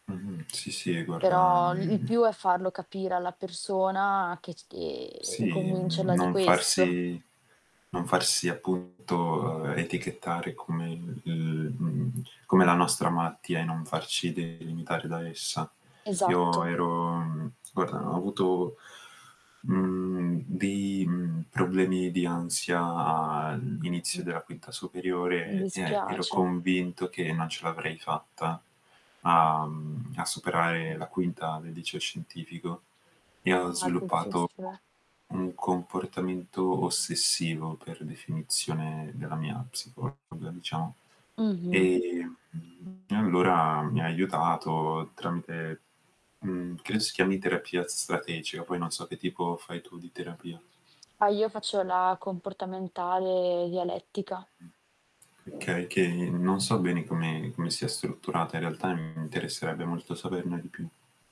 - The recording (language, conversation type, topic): Italian, unstructured, Cosa pensi dello stigma legato ai problemi di salute mentale?
- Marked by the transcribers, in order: static; tapping; distorted speech; other background noise; drawn out: "ansia"; unintelligible speech; sad: "Mi dispiace"